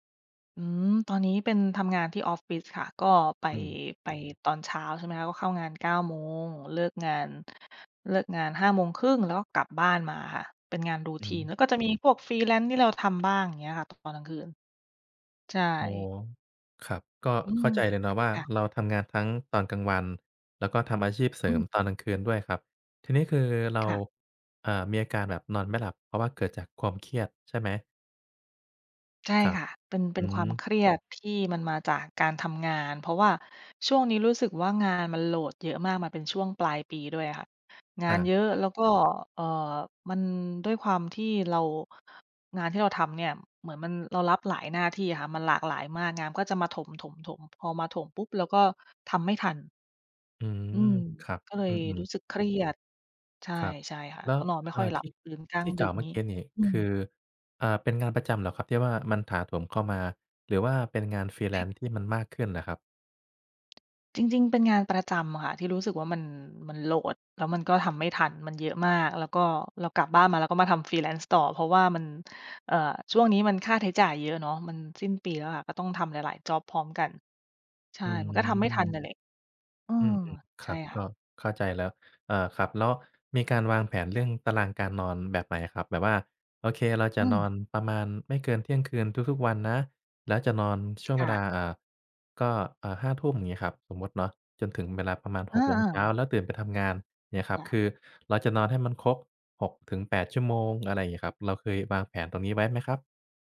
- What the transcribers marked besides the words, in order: in English: "Freelance"; tapping; in English: "Freelance"; lip smack
- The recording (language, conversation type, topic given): Thai, advice, นอนไม่หลับเพราะคิดเรื่องงานจนเหนื่อยล้าทั้งวัน